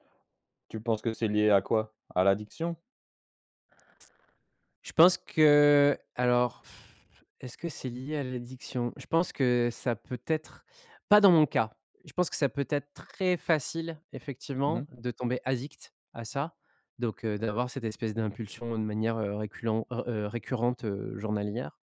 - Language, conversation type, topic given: French, podcast, Comment utilises-tu les réseaux sociaux sans t’épuiser ?
- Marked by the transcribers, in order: other background noise; blowing